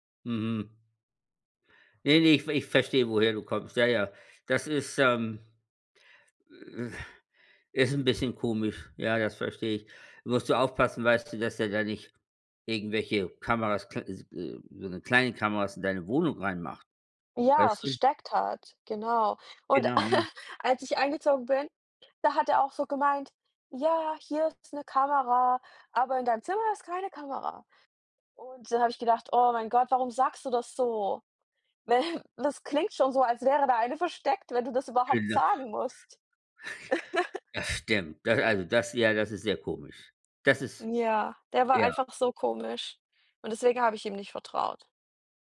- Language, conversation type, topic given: German, unstructured, Wie stehst du zur technischen Überwachung?
- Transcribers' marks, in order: laugh; put-on voice: "Ja, hier ist 'ne Kamera, aber in deinem Zimmer ist keine Kamera"; laughing while speaking: "Weil"; laughing while speaking: "versteckt"; unintelligible speech; chuckle; laugh